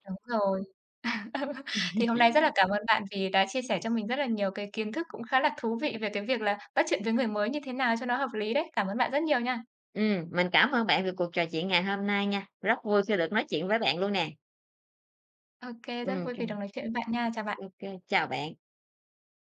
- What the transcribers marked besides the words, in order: laugh; tapping; unintelligible speech
- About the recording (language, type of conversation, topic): Vietnamese, podcast, Bạn bắt chuyện với người mới quen như thế nào?